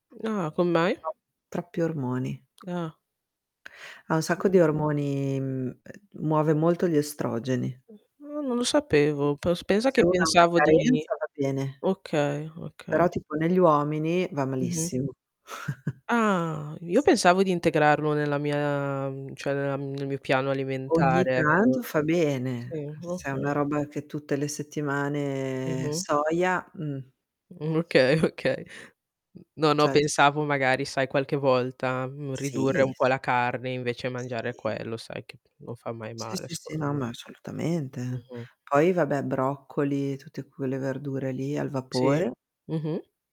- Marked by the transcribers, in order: "come mai" said as "commai"; distorted speech; tapping; other noise; chuckle; other background noise; "cioè" said as "ceh"; "cioè" said as "ceh"; laughing while speaking: "okay"; "Cioè" said as "ceh"
- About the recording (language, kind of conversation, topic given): Italian, unstructured, Quali sono i tuoi trucchi per mangiare sano senza rinunciare al gusto?